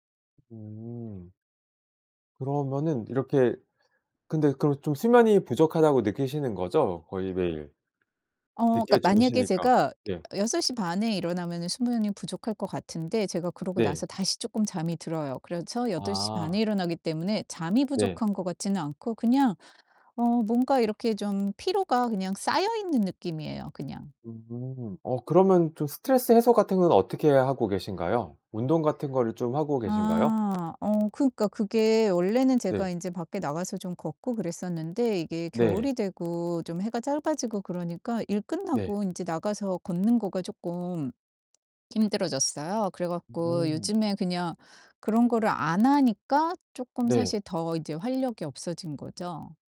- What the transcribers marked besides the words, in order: tapping; distorted speech; other background noise
- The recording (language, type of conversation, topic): Korean, advice, 건강한 수면과 식습관을 유지하기 어려운 이유는 무엇인가요?